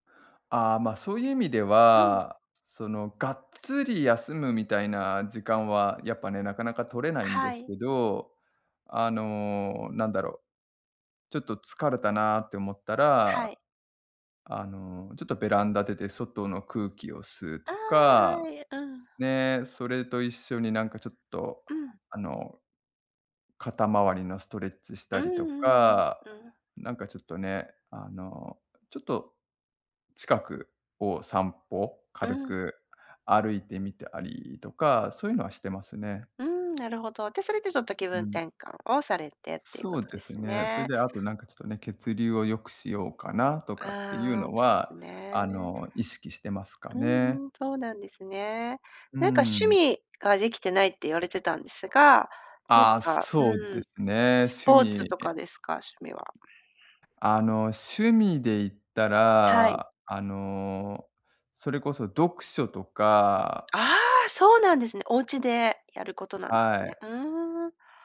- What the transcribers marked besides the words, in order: none
- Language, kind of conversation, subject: Japanese, advice, 休息や趣味の時間が取れず、燃え尽きそうだと感じるときはどうすればいいですか？